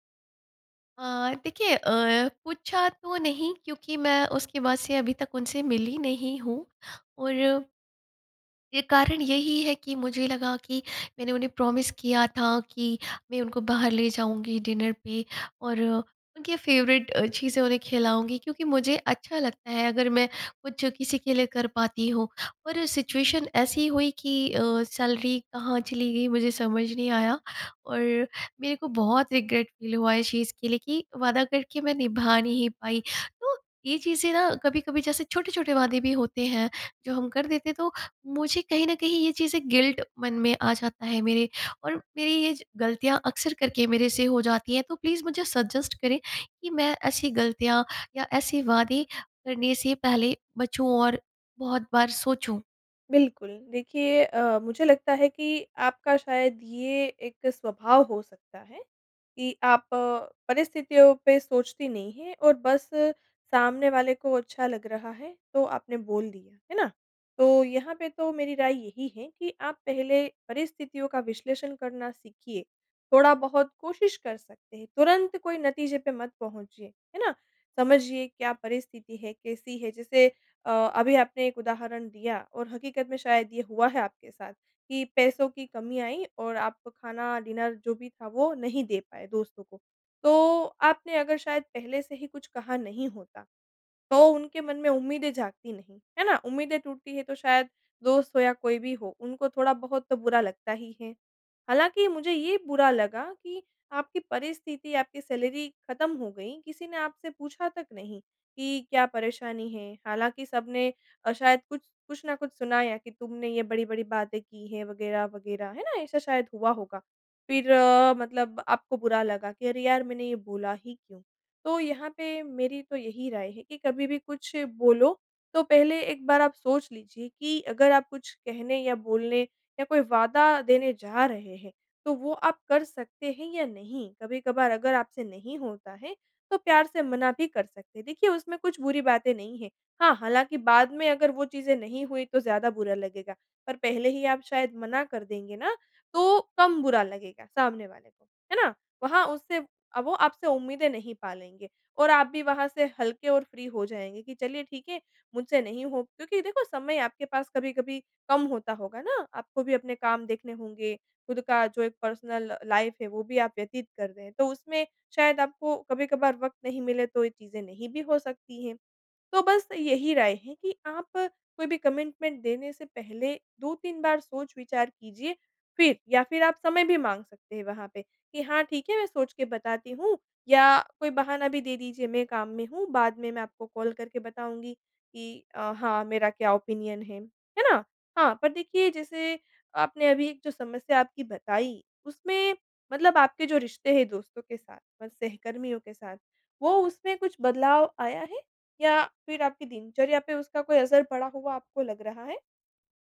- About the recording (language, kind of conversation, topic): Hindi, advice, जब आप अपने वादे पूरे नहीं कर पाते, तो क्या आपको आत्म-दोष महसूस होता है?
- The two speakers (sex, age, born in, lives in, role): female, 25-29, India, India, advisor; female, 35-39, India, India, user
- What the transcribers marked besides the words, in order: in English: "प्रॉमिस"; in English: "डिनर"; in English: "फ़ेवरेट"; in English: "सिचुएशन"; in English: "सैलरी"; in English: "रिग्रेट फ़ील"; in English: "गिल्ट"; in English: "प्लीज़"; in English: "सजेस्ट"; in English: "डिनर"; in English: "सैलरी"; in English: "फ्री"; in English: "पर्सनल लाइफ़"; in English: "कमिटमेंट"; in English: "ओपिनियन"